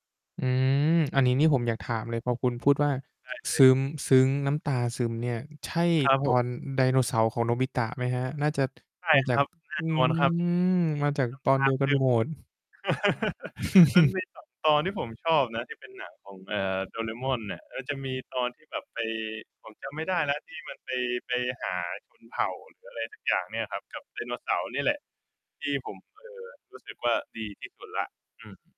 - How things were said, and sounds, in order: drawn out: "อืม"; mechanical hum; distorted speech; drawn out: "อืม"; chuckle
- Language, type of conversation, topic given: Thai, podcast, หนังหรือการ์ตูนที่คุณดูตอนเด็กๆ ส่งผลต่อคุณในวันนี้อย่างไรบ้าง?